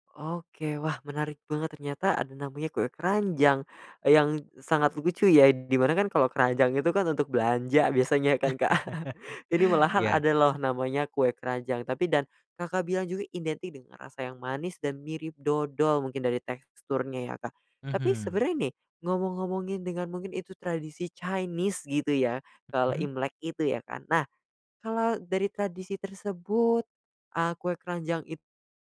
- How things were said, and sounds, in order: chuckle; laughing while speaking: "kan, Kak"
- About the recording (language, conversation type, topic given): Indonesian, podcast, Ceritakan tradisi keluarga apa yang selalu membuat suasana rumah terasa hangat?
- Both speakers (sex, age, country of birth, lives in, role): male, 20-24, Indonesia, Indonesia, host; male, 35-39, Indonesia, Indonesia, guest